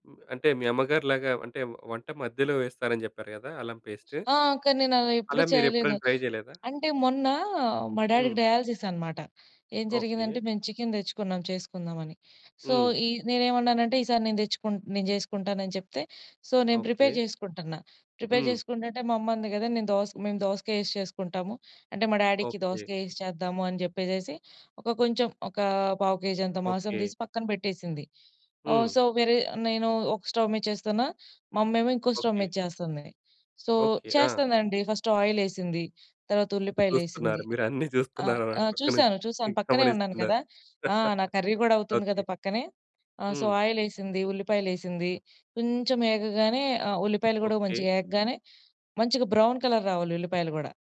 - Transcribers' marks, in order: in English: "పెస్ట్"; in English: "ట్రై"; other background noise; in English: "డ్యాడీకి"; in English: "చికెన్"; in English: "సో"; in English: "సో"; in English: "ప్రిపేర్"; in English: "ప్రిపేర్"; in English: "డ్యాడీకి"; in English: "సో"; in English: "స్టవ్"; in English: "స్టవ్"; in English: "సో"; in English: "ఫస్ట్"; laughing while speaking: "మీరన్ని జూస్తున్నారన్నమాట. పక్కనుంచి గమనిస్తున్నారు. ఓకే"; in English: "సో"; in English: "బ్రౌన్ కలర్"
- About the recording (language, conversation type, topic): Telugu, podcast, అమ్మ వండిన వంటల్లో మీకు ఇప్పటికీ మర్చిపోలేని రుచి ఏది?